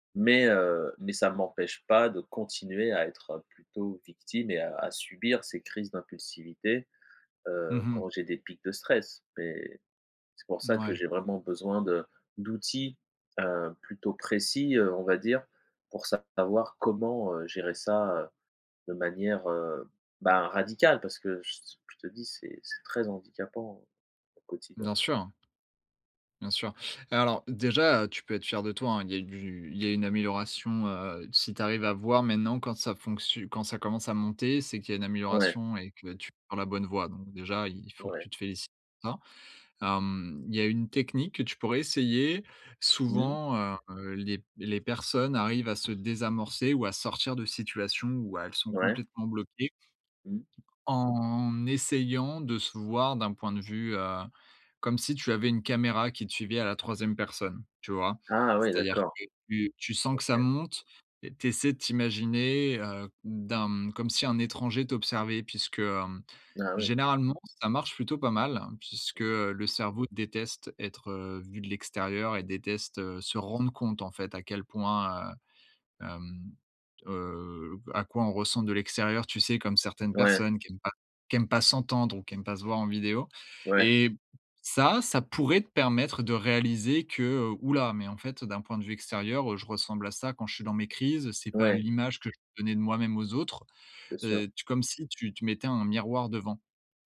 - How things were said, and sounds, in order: tapping; other background noise
- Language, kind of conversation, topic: French, advice, Comment réagissez-vous émotionnellement et de façon impulsive face au stress ?